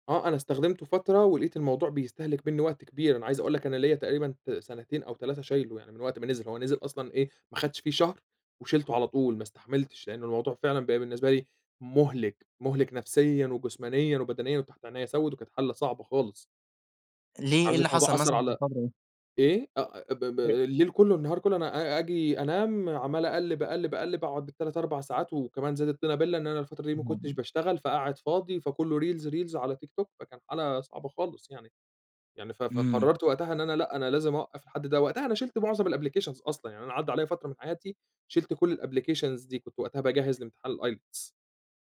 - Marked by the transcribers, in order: unintelligible speech; in English: "reels -reels"; in English: "الapplications"; in English: "الapplications"
- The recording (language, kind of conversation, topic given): Arabic, podcast, إزاي بتتجنب الملهيات الرقمية وانت شغال؟